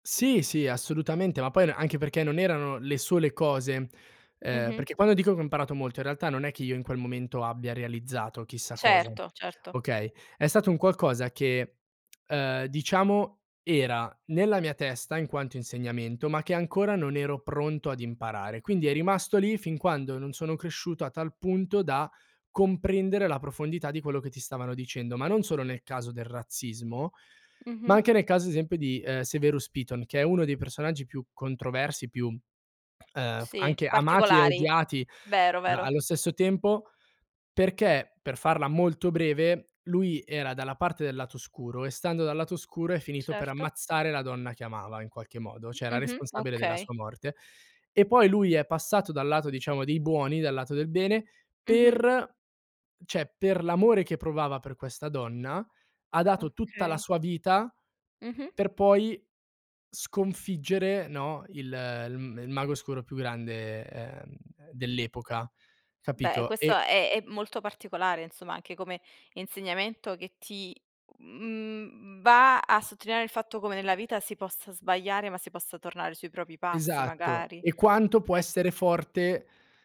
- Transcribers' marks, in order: tapping; other background noise; "cioè" said as "ceh"; background speech
- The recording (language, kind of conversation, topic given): Italian, podcast, Qual è il film che ti ha cambiato la vita?